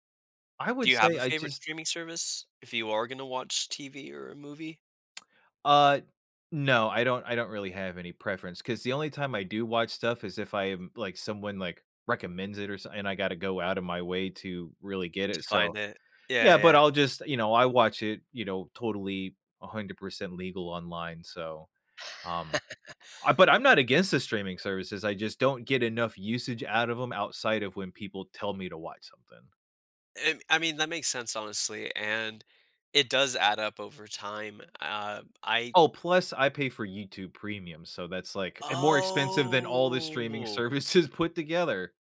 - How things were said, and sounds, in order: laugh; tapping; drawn out: "Oh!"; laughing while speaking: "services"
- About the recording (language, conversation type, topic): English, unstructured, How do I balance watching a comfort favorite and trying something new?